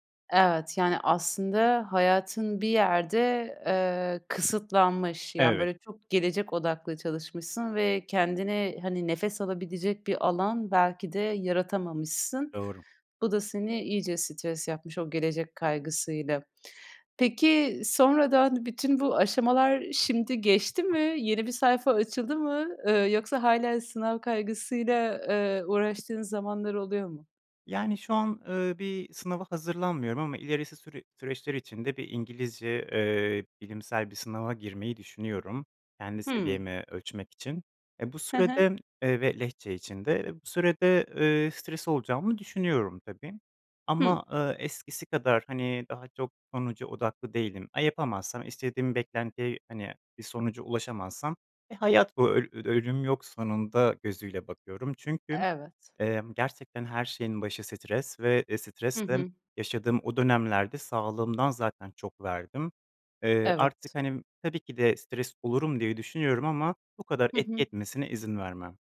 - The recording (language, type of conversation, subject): Turkish, podcast, Sınav kaygısıyla başa çıkmak için genelde ne yaparsın?
- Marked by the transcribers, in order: other background noise; tapping; "Çünkü" said as "Çünküm"